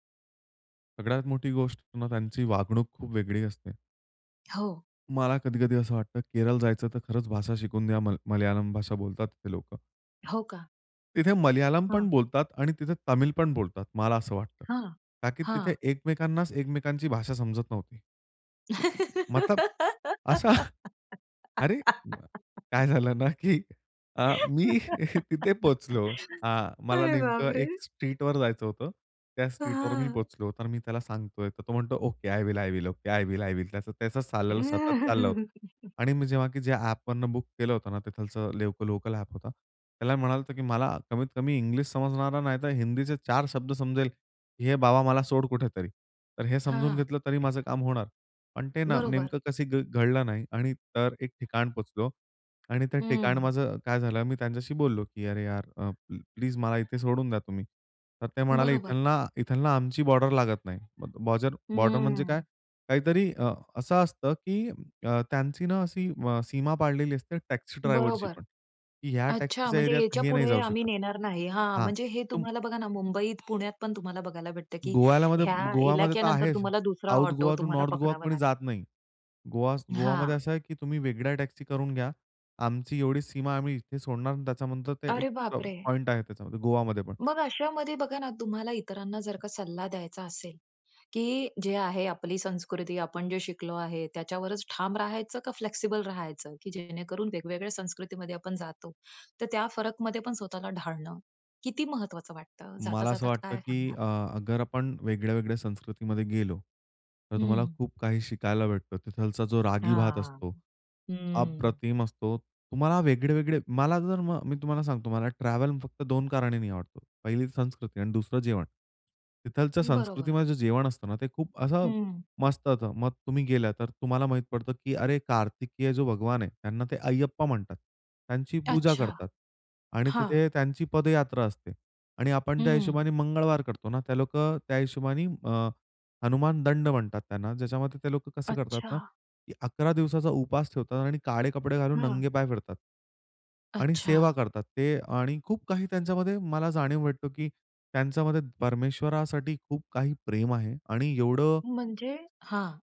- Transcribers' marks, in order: other noise; tapping; laugh; laughing while speaking: "असा?"; laughing while speaking: "मी तिथे पोहोचलो"; laugh; other background noise; laughing while speaking: "अरे बापरे!"; in English: "ओके आय विल, आय विल. ओके, आय विल, आय विल"; chuckle; "तिथला" said as "तिथलचं"; "इथुन" said as "इथल"; "इथुन" said as "इथल"; background speech; "अशी" said as "असी"; surprised: "अरे बापरे!"; in English: "फ्लेक्सिबल"; "तिथला" said as "तिथलचा"; "तिथल्या" said as "तिथलचं"
- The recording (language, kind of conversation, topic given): Marathi, podcast, सांस्कृतिक फरकांशी जुळवून घेणे